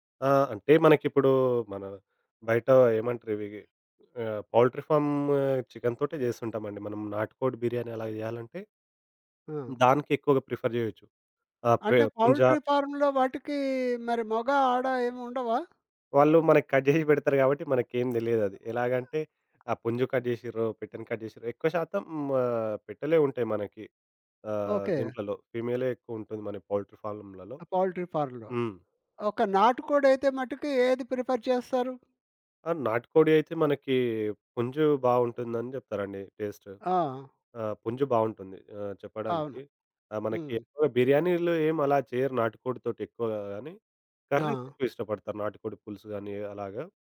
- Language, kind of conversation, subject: Telugu, podcast, వంటను కలిసి చేయడం మీ ఇంటికి ఎలాంటి ఆత్మీయ వాతావరణాన్ని తెస్తుంది?
- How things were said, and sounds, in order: in English: "పౌల్ట్రీ ఫార్మ్"; in English: "ప్రిఫర్"; in English: "పౌల్ట్రీ ఫార్మ్‌లో"; chuckle; in English: "కట్"; other background noise; in English: "కట్"; in English: "కట్"; in English: "పౌల్ట్రీ ఫార్లమ్‌లలో"; in English: "పౌల్ట్రీ ఫార్మ్‌లో"; in English: "ప్రిఫర్"; in English: "టేస్ట్"; in English: "కర్రీస్"